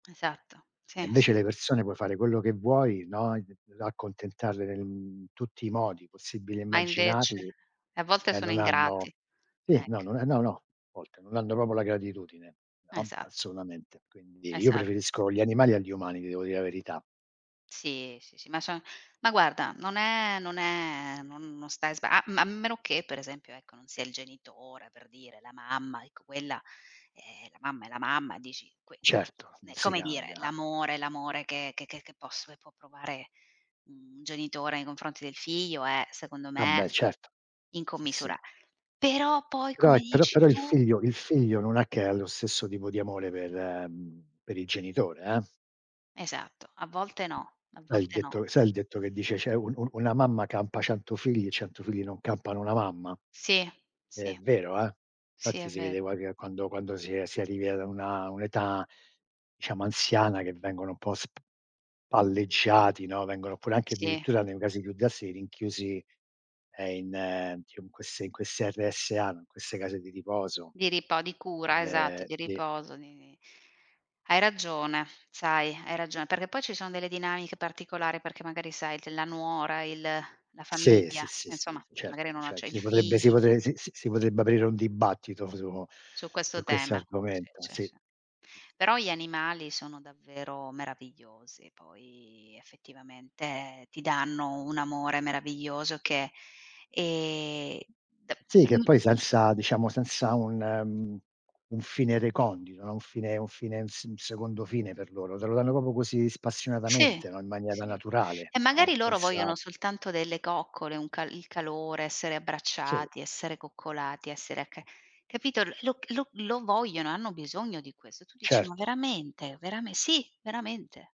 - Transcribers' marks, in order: "proprio" said as "propo"; other background noise; "cioè" said as "ceh"; "drastici" said as "drastichi"; tapping; "proprio" said as "popio"
- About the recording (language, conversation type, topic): Italian, unstructured, Perché alcune persone maltrattano gli animali?
- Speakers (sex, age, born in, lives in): female, 35-39, Italy, Italy; male, 60-64, Italy, United States